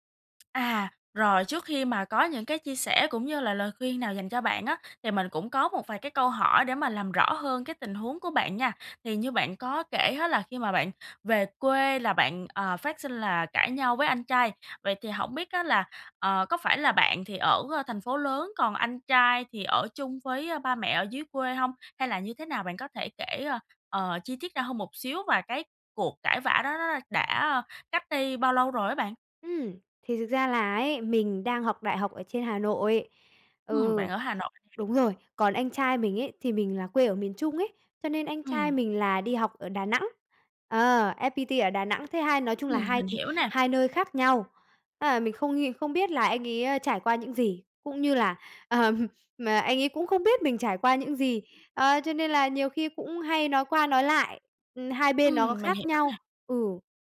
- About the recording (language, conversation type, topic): Vietnamese, advice, Làm thế nào để giảm áp lực và lo lắng sau khi cãi vã với người thân?
- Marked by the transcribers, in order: tapping; other background noise; laughing while speaking: "ờm"